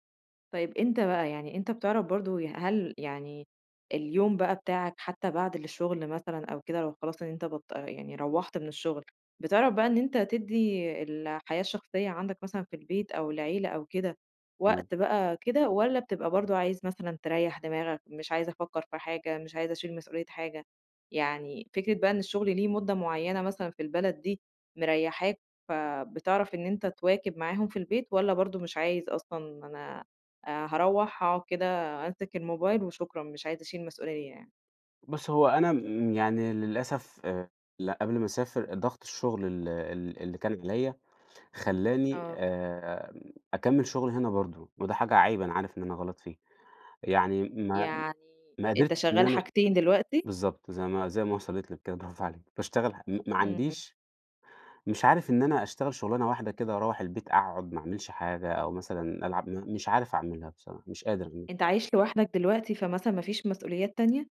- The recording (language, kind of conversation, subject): Arabic, podcast, إزاي تقدر توازن بين الشغل وحياتك الشخصية؟
- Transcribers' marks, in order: none